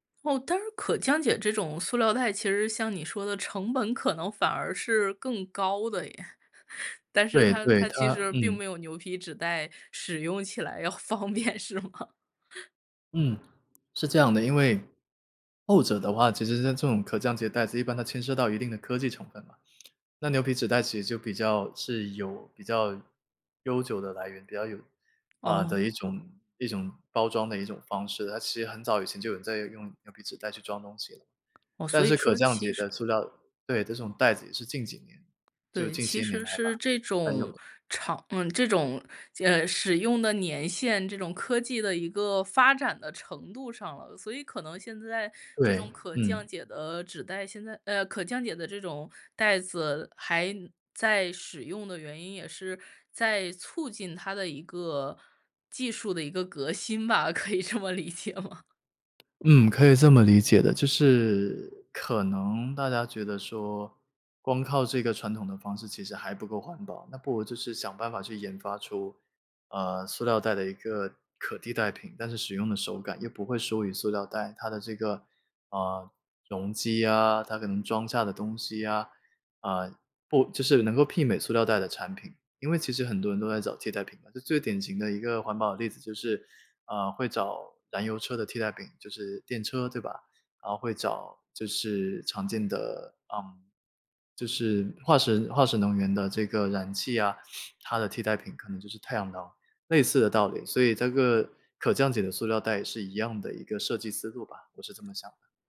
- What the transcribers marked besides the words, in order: chuckle; laughing while speaking: "要方便，是吗？"; chuckle; other background noise; laughing while speaking: "可以这么理解吗？"; other noise; "这个" said as "则个"
- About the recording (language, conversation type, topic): Chinese, podcast, 你会怎么减少一次性塑料的使用？